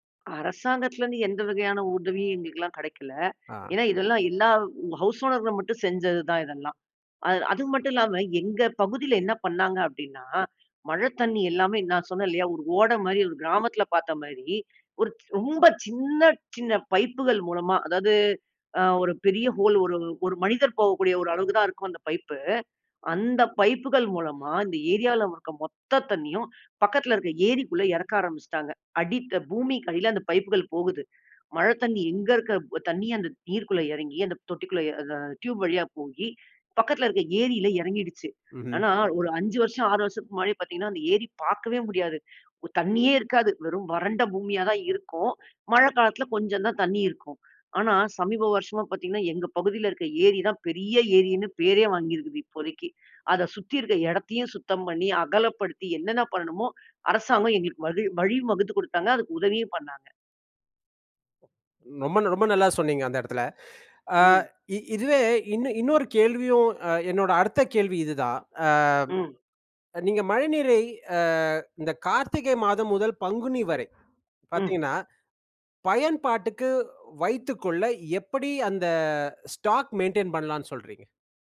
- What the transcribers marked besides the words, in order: in English: "ஹவுஸ் ஓனர்கள்"; other background noise; in English: "ஹோல்"; in English: "பைப்பு"; in English: "பைப்புகள்"; in English: "பைப்புகள்"; in English: "டியூப்"; "போயி" said as "போகி"; other noise; in English: "ஸ்டாக் மெயின்டெயின்"
- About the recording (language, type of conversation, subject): Tamil, podcast, வீட்டில் மழைநீர் சேமிப்பை எளிய முறையில் எப்படி செய்யலாம்?